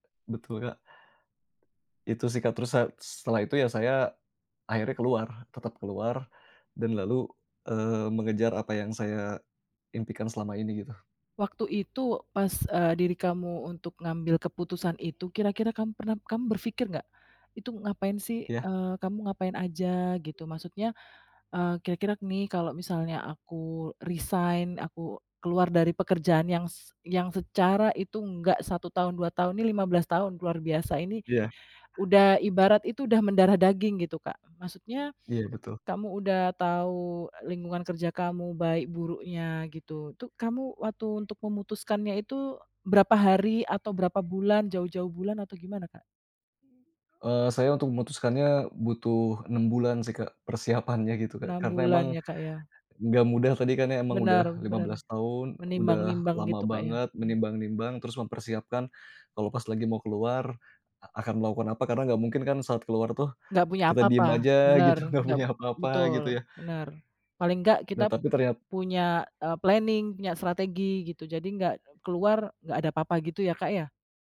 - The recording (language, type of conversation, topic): Indonesian, podcast, Bagaimana kamu mengambil keputusan besar dalam hidupmu?
- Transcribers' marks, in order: other background noise; in English: "resign"; laughing while speaking: "nggak punya"; in English: "planning"